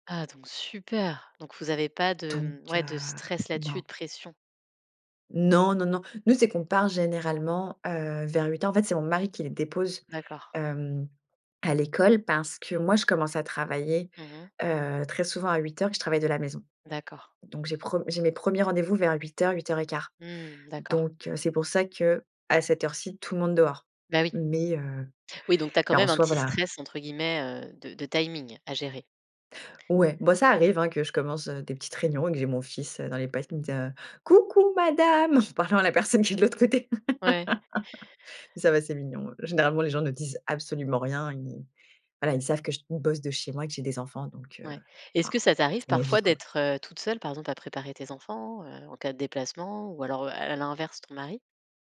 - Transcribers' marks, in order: stressed: "super"; tapping; other background noise; put-on voice: "Coucou madame !"; laugh; stressed: "absolument"
- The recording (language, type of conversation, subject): French, podcast, Comment vous organisez-vous les matins où tout doit aller vite avant l’école ?